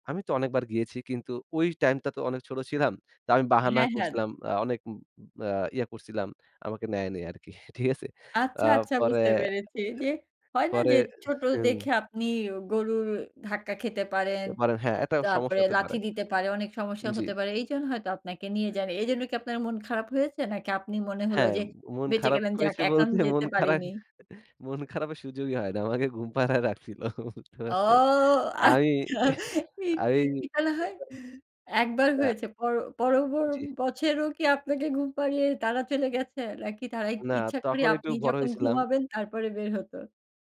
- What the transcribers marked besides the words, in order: "হ্যাঁ" said as "হ্যাঁদ"; tapping; laughing while speaking: "মন খারা মন খারাপের সুযোগই … পারছেন? আমি, আমি"; laughing while speaking: "ও! আচ্ছা"; background speech
- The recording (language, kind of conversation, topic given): Bengali, podcast, নস্টালজিয়া মিডিয়ায় বারবার ফিরে আসে কেন?